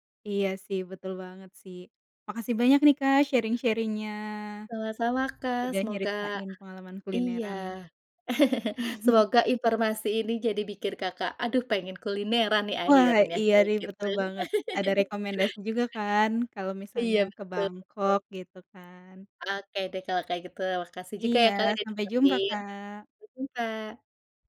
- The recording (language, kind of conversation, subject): Indonesian, podcast, Apa pengalaman kuliner lokal paling tidak terlupakan yang pernah kamu coba?
- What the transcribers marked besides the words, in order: in English: "sharing-sharing-nya"; tapping; chuckle; "bikin" said as "bikir"; laugh; other background noise